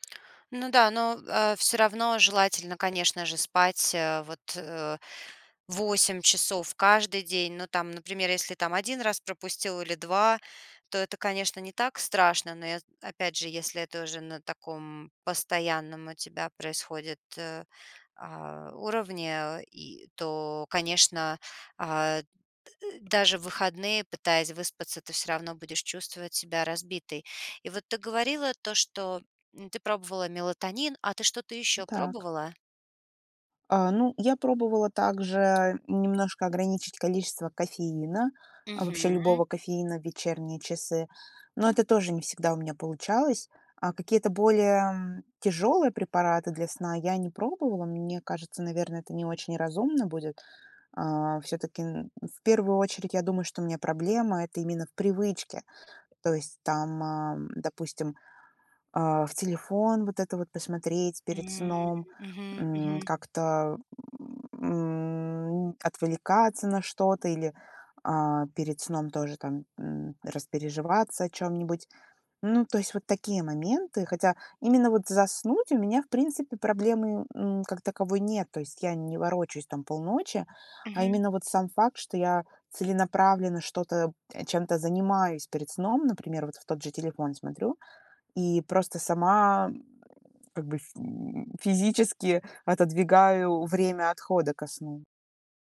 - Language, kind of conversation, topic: Russian, advice, Почему у меня нерегулярный сон: я ложусь в разное время и мало сплю?
- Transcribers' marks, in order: tapping